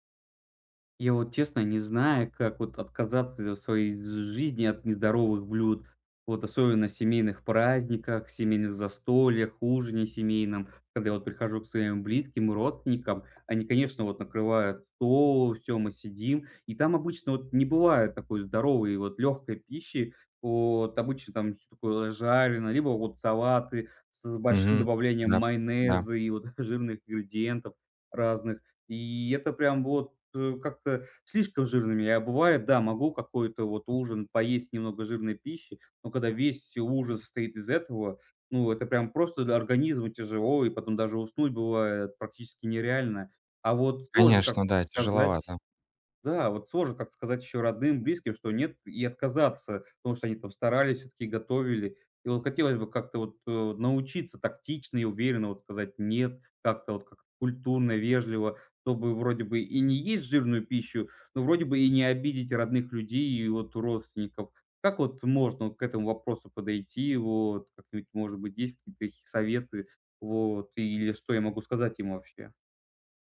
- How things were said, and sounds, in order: tapping
- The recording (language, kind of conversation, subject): Russian, advice, Как вежливо и уверенно отказаться от нездоровой еды?